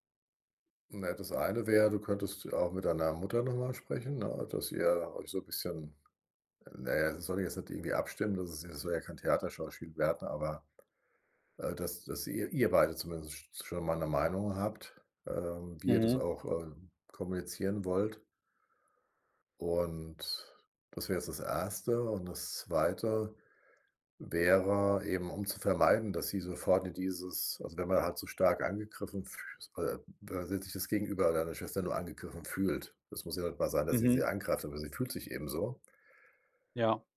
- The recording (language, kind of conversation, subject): German, advice, Wie führen unterschiedliche Werte und Traditionen zu Konflikten?
- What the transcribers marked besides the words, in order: none